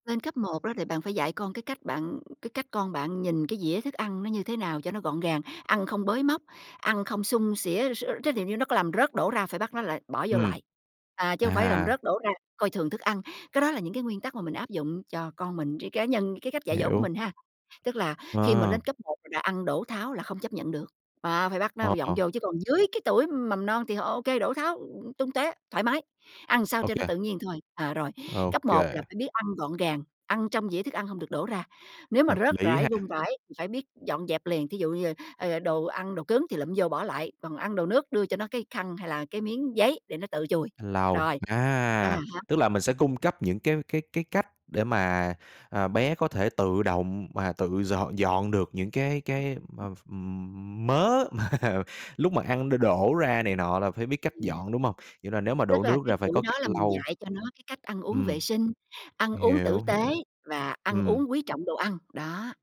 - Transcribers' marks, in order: "sưng sỉa" said as "xung xỉa"; tapping; other background noise; unintelligible speech; laughing while speaking: "mà"
- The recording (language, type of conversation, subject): Vietnamese, podcast, Bạn dạy con các phép tắc ăn uống như thế nào?